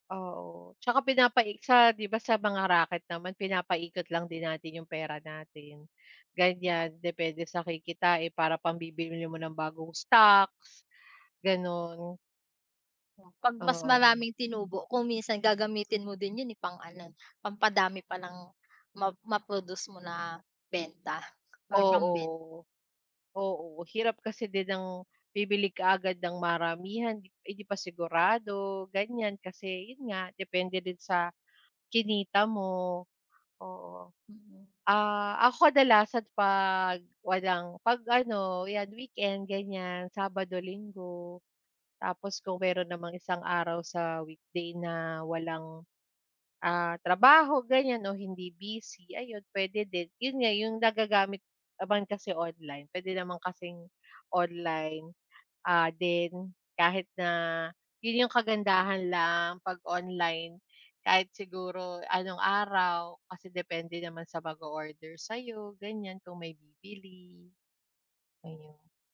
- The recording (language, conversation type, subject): Filipino, unstructured, Ano ang mga paborito mong paraan para kumita ng dagdag na pera?
- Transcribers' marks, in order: tapping; other background noise